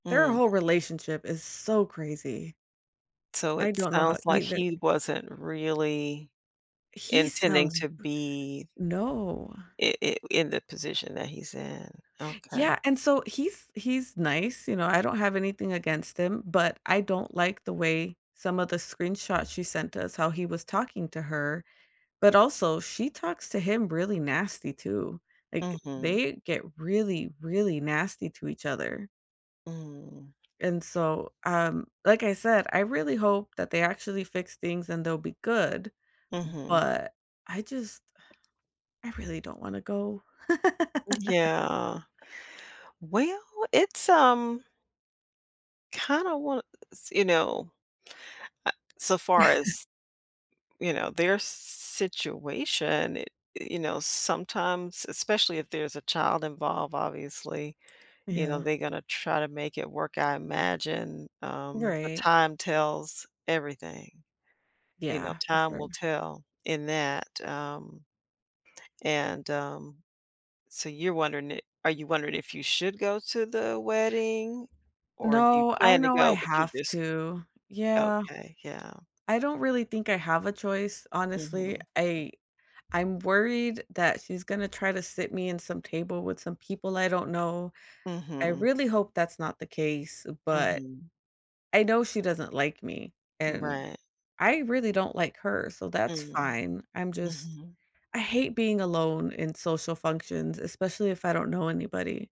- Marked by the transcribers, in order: other background noise; tapping; exhale; laugh; chuckle
- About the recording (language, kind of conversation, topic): English, advice, How can I calm my anxiety before a big event?